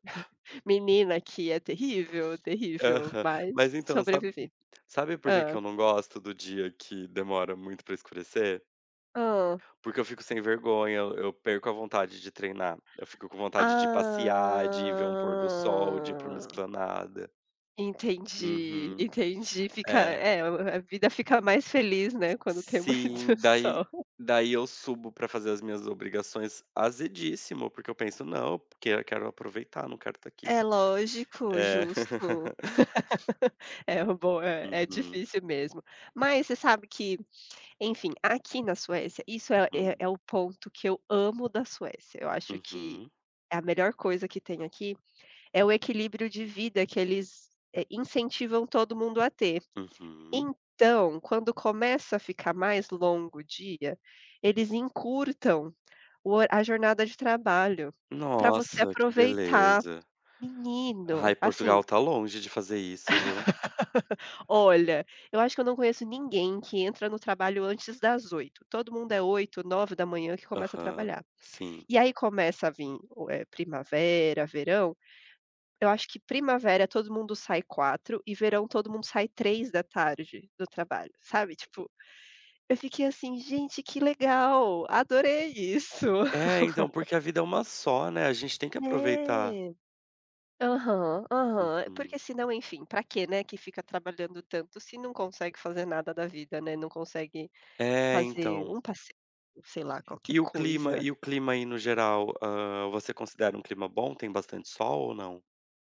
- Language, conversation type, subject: Portuguese, unstructured, Como você equilibra trabalho e lazer no seu dia?
- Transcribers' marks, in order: chuckle; laughing while speaking: "Quando tem muito sol"; tapping; laugh; chuckle; laugh; laugh